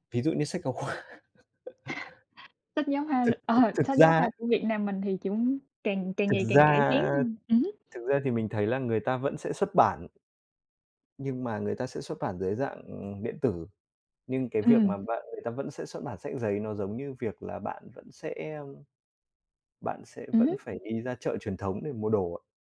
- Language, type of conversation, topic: Vietnamese, unstructured, Bạn thích đọc sách giấy hay sách điện tử hơn?
- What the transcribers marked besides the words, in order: tapping; chuckle; laughing while speaking: "khoa"; laughing while speaking: "ờ"; other noise